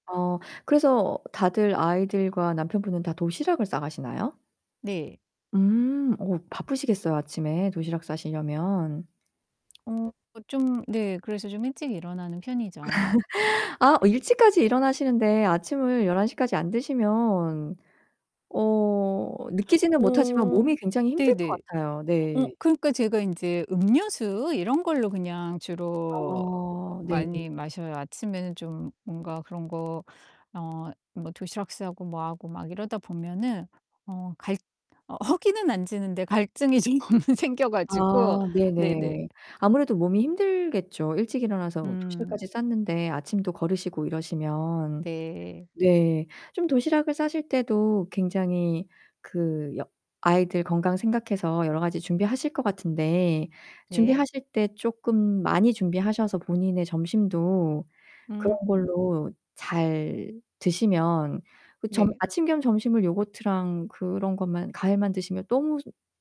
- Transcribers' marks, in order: tapping; distorted speech; laugh; other background noise; laughing while speaking: "좀"; laugh
- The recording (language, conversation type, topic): Korean, advice, 건강한 식습관을 유지하기가 왜 어려우신가요?